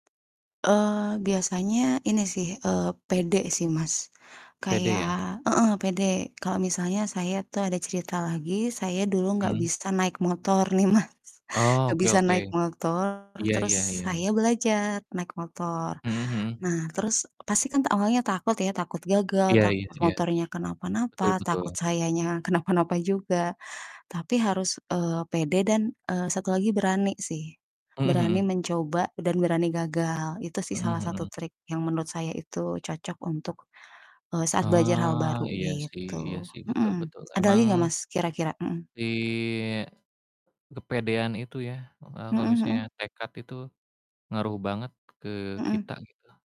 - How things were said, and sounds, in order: tapping; laughing while speaking: "nih Mas"; distorted speech; laughing while speaking: "kenapa-napa"; other background noise; mechanical hum
- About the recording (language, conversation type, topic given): Indonesian, unstructured, Bagaimana cara Anda mengatasi rasa takut saat mempelajari keterampilan yang sulit?